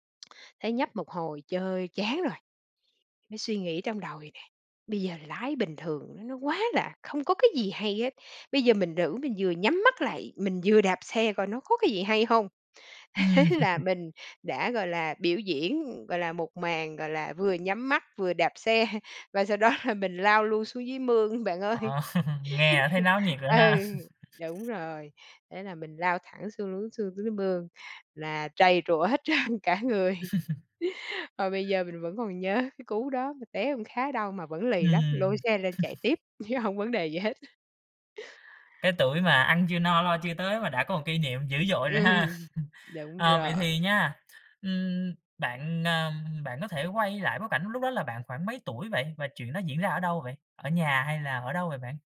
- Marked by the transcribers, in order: tapping; laugh; laughing while speaking: "Thế"; laughing while speaking: "xe"; laughing while speaking: "đó là"; chuckle; laugh; laughing while speaking: "Ừ"; laugh; laughing while speaking: "trơn"; laugh; laugh; laughing while speaking: "chứ hông vấn đề gì hết"; other background noise; laughing while speaking: "Ừm"; laugh
- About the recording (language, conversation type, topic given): Vietnamese, podcast, Bạn có thể kể cho mình nghe về một kỷ niệm tuổi thơ đáng nhớ không?